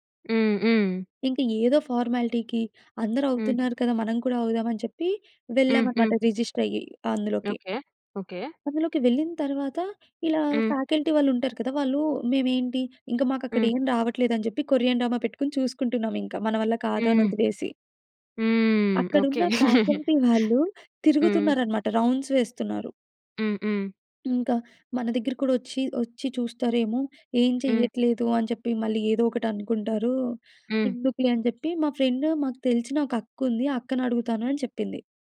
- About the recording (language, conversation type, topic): Telugu, podcast, ఒక ప్రాజెక్టు విఫలమైన తర్వాత పాఠాలు తెలుసుకోడానికి మొదట మీరు ఏం చేస్తారు?
- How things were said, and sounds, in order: in English: "ఫార్మాలిటీకి"; tapping; in English: "ఫ్యాకల్టీ"; in English: "కొరియన్ డ్రామా"; in English: "ఫ్యాకల్టీ"; chuckle; in English: "రౌండ్స్"; in English: "ఫ్రెండ్"; other background noise